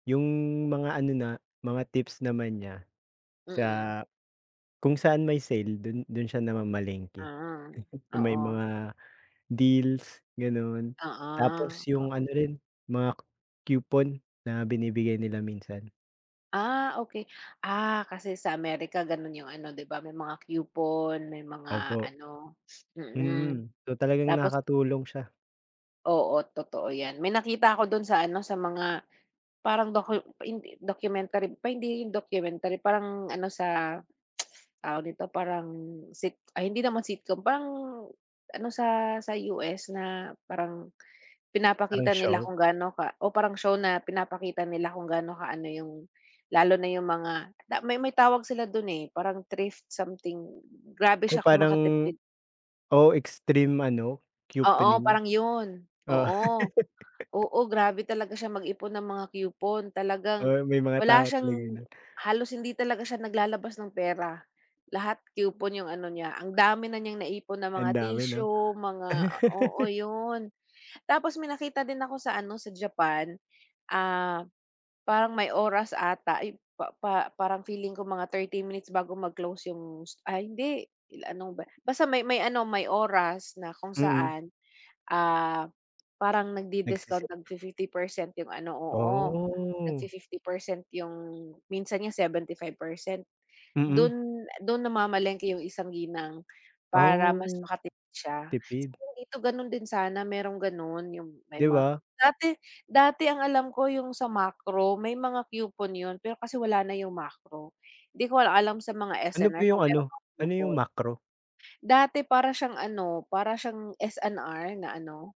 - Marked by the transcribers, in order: chuckle; tsk; tapping; in English: "thrift something"; laugh; laugh; drawn out: "Oh"; other noise
- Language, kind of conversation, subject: Filipino, unstructured, Ano ang mga paraan mo para makatipid sa pang-araw-araw?